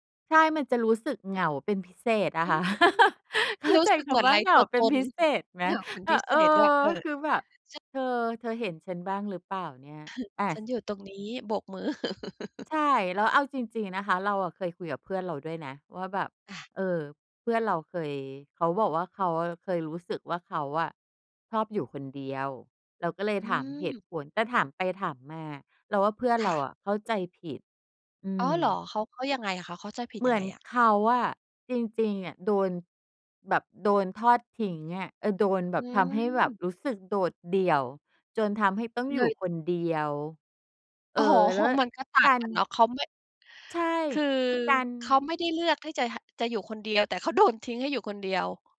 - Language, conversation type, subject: Thai, podcast, คุณคิดว่าการอยู่คนเดียวกับการโดดเดี่ยวต่างกันอย่างไร?
- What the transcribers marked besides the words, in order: laughing while speaking: "รู้"; chuckle; laughing while speaking: "เข้าใจ"; chuckle; other background noise; unintelligible speech; tapping; chuckle; laughing while speaking: "มือ"; chuckle; laughing while speaking: "อ๋อ"; chuckle; laughing while speaking: "โดน"